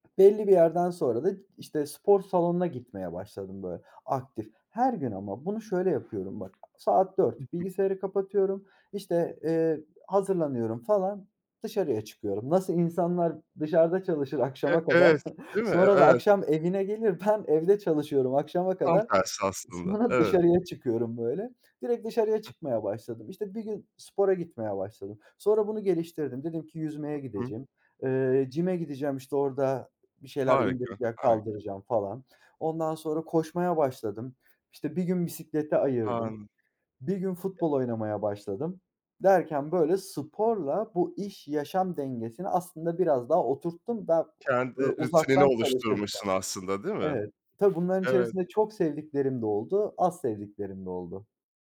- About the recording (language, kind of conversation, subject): Turkish, podcast, İş-yaşam dengesini korumak için hangi sınırları koyarsın?
- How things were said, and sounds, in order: other background noise; chuckle; giggle; "gidecegim" said as "gidecim"; unintelligible speech